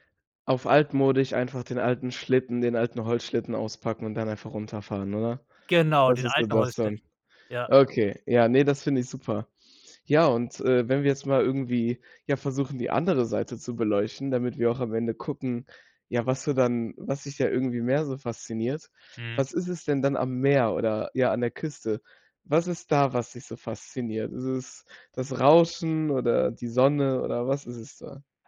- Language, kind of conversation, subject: German, podcast, Was fasziniert dich mehr: die Berge oder die Küste?
- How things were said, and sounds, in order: none